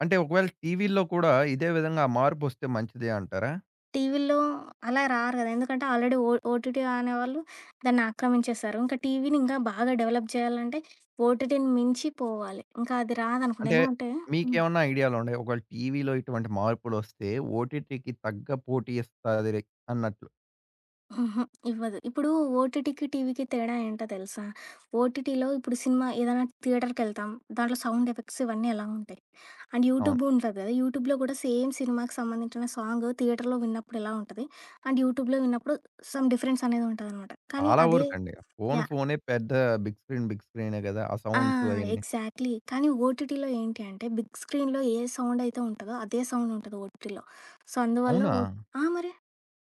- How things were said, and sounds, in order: in English: "ఆల్రెడీ ఓ ఓటీటీ"; in English: "డెవలప్"; other background noise; in English: "ఓటీటీని"; in English: "ఓటీటీకి"; lip smack; in English: "ఓటీటీకి"; in English: "ఓటీటీలో"; in English: "థియేటర్‌కెళ్తాం"; in English: "సౌండ్ ఎఫెక్ట్స్"; in English: "అండ్ యూట్యూబ్"; in English: "యూట్యూబ్‌లో"; in English: "సేమ్"; in English: "సాంగ్ థియేటర్‌లో"; in English: "అండ్ యూట్యూబ్‌లో"; in English: "సమ్ డిఫరెన్స్"; in English: "బిగ్ స్క్రీన్"; in English: "ఎగ్జాక్ట్‌లీ"; in English: "ఓటీటీలో"; in English: "బిగ్ స్క్రీన్‌లో"; in English: "సౌండ్"; in English: "సౌండ్"; in English: "ఓటీటీలో. సో"
- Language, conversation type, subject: Telugu, podcast, స్ట్రీమింగ్ షోస్ టీవీని ఎలా మార్చాయి అనుకుంటారు?
- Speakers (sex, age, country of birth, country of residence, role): female, 25-29, India, India, guest; male, 20-24, India, India, host